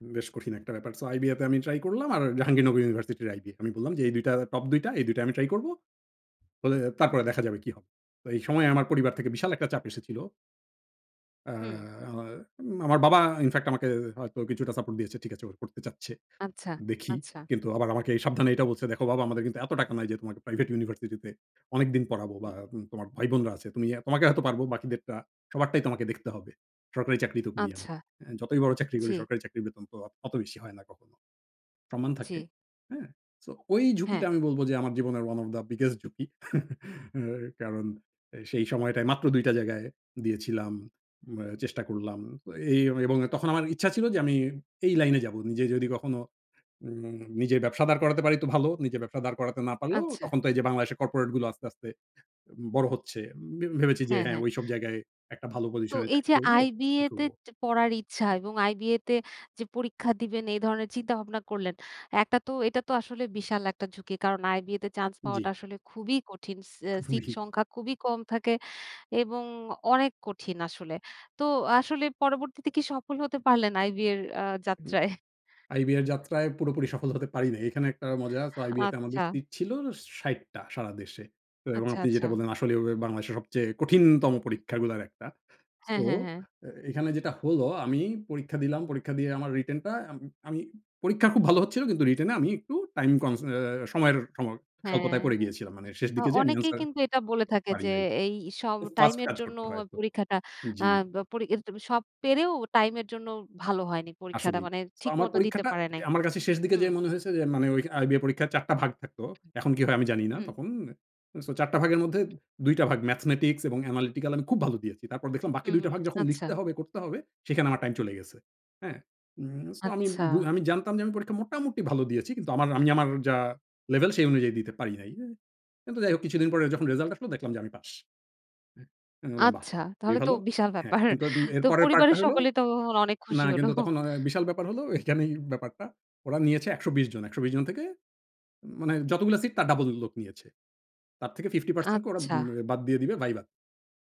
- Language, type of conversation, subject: Bengali, podcast, আপনার মতে কখন ঝুঁকি নেওয়া উচিত, এবং কেন?
- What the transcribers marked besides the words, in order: chuckle; laughing while speaking: "খুবই"; laughing while speaking: "আইবিএর অ্যা যাত্রায়?"; in English: "ম্যাথমেটিক্স"; in English: "অ্যানালিটিকাল"; tapping; laughing while speaking: "তো পরিবারের সকলেই তো তখন অনেক খুশি হল"; laughing while speaking: "এইখানেই ব্যাপারটা"